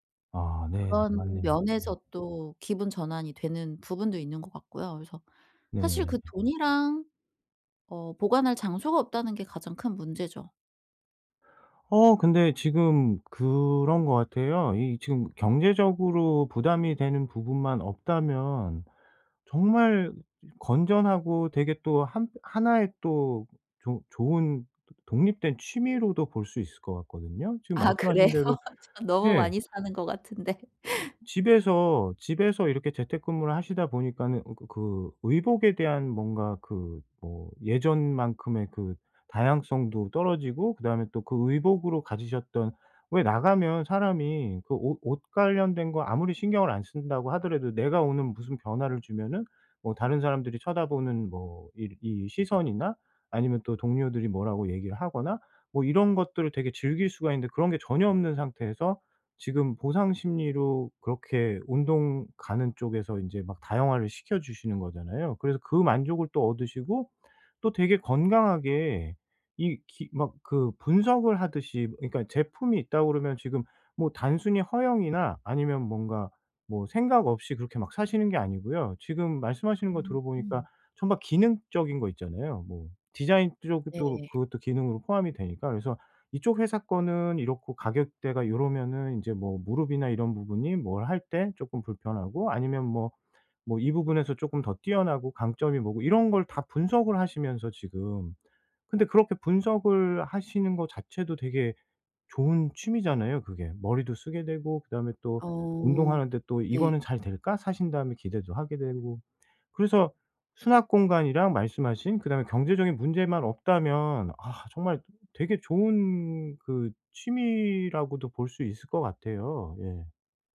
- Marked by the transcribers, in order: other background noise; tapping; laughing while speaking: "아 그래요?"; laugh; laugh
- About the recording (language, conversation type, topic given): Korean, advice, 왜 저는 물건에 감정적으로 집착하게 될까요?